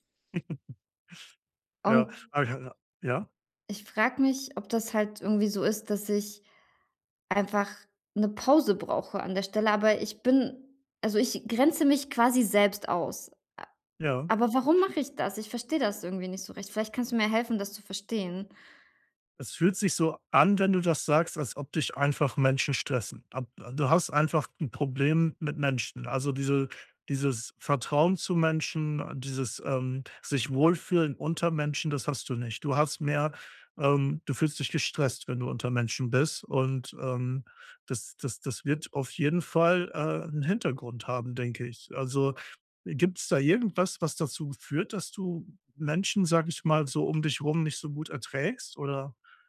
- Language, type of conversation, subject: German, advice, Warum fühle ich mich bei Feiern mit Freunden oft ausgeschlossen?
- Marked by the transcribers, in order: chuckle; unintelligible speech; other background noise